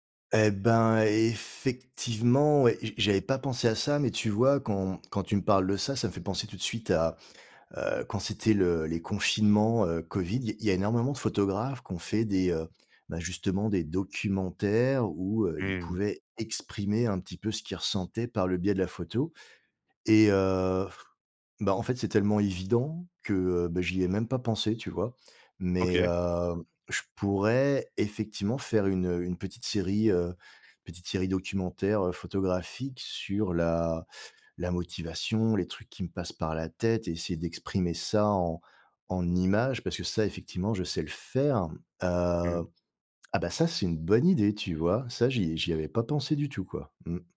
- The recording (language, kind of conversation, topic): French, advice, Comment surmonter la fatigue et la démotivation au quotidien ?
- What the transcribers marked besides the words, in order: stressed: "exprimer"